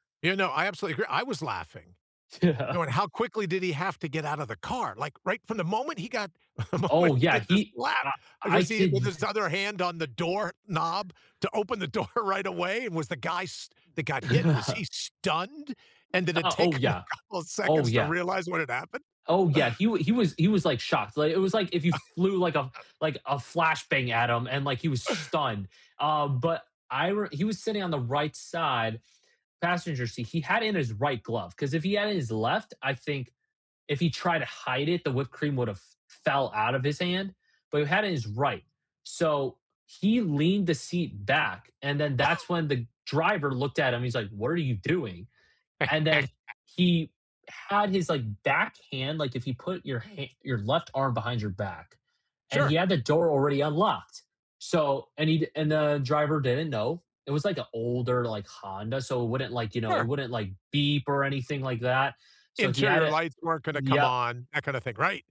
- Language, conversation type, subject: English, unstructured, How do shared memories bring people closer together?
- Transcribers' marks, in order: laugh; chuckle; laughing while speaking: "the moment"; laughing while speaking: "door"; laugh; stressed: "stunned"; laughing while speaking: "him a couple"; chuckle; laugh; chuckle; other background noise; chuckle; laugh